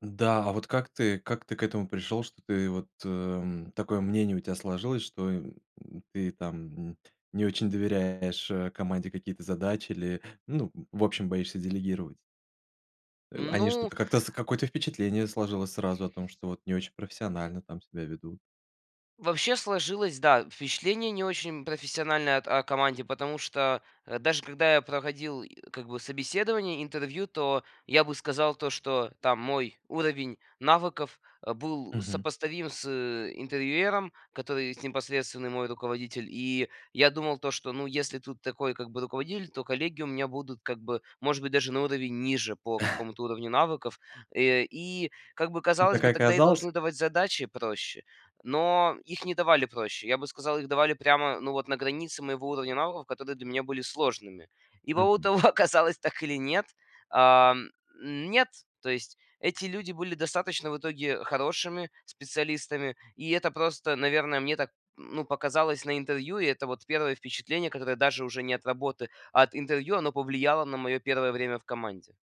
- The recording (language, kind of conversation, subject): Russian, podcast, Как вы выстраиваете доверие в команде?
- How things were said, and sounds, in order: laughing while speaking: "И по итогу оказалось"